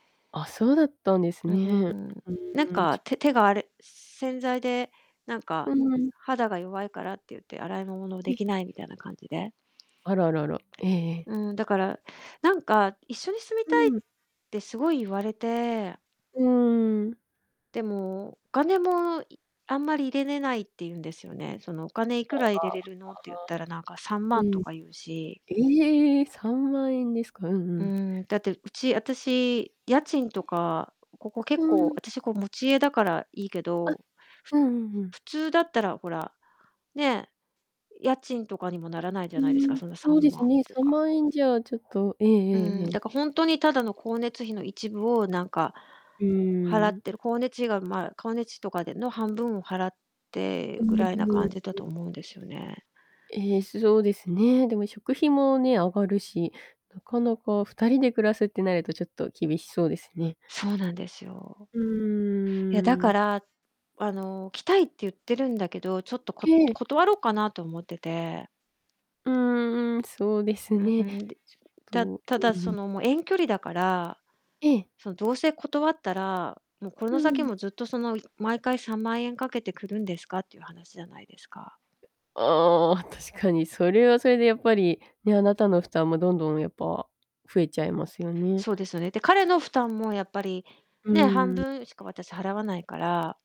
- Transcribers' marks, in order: distorted speech; other background noise
- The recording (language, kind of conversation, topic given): Japanese, advice, 恋人に別れを切り出すべきかどうか迷っている状況を説明していただけますか？